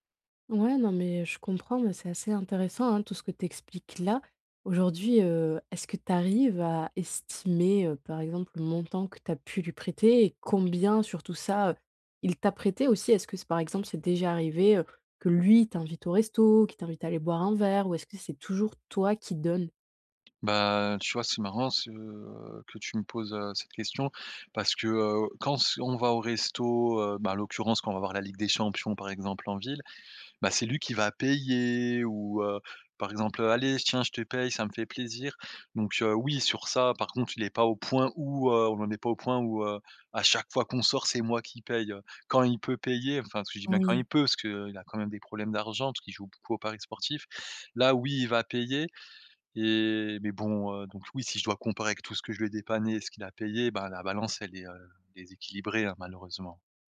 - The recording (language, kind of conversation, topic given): French, advice, Comment puis-je poser des limites personnelles saines avec un ami qui m'épuise souvent ?
- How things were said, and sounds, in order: tapping